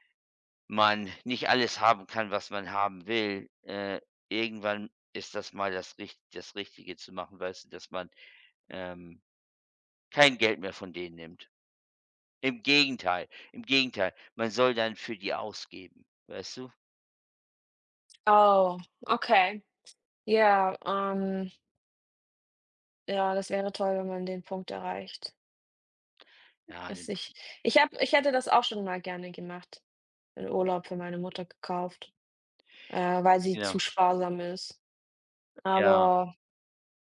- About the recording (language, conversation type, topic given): German, unstructured, Wie entscheidest du, wofür du dein Geld ausgibst?
- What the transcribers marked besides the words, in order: other background noise